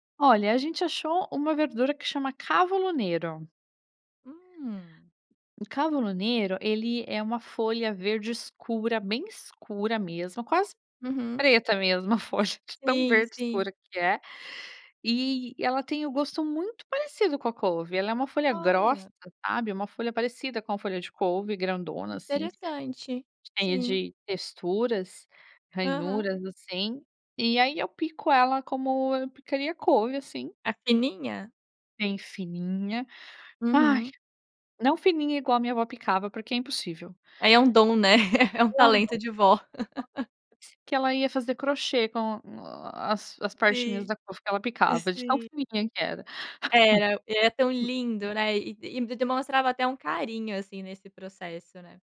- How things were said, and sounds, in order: in Italian: "cavolo nero"; in Italian: "cavolo nero"; unintelligible speech; laugh; chuckle; other background noise
- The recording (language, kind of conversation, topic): Portuguese, podcast, Que comidas da infância ainda fazem parte da sua vida?